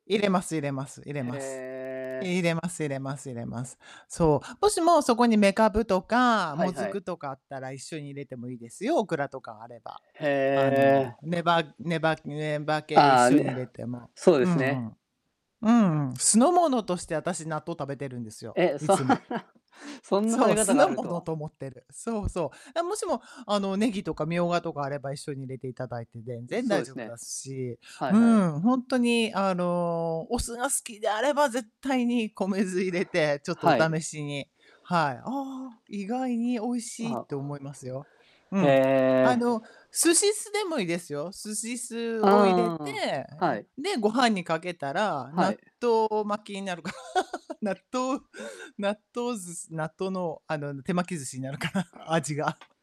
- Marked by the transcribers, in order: distorted speech; other background noise; chuckle; static; "寿司酢" said as "すしす"; "寿司酢" said as "すしす"; laugh
- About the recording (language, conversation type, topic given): Japanese, unstructured, 好きな食べ物は何ですか？理由も教えてください。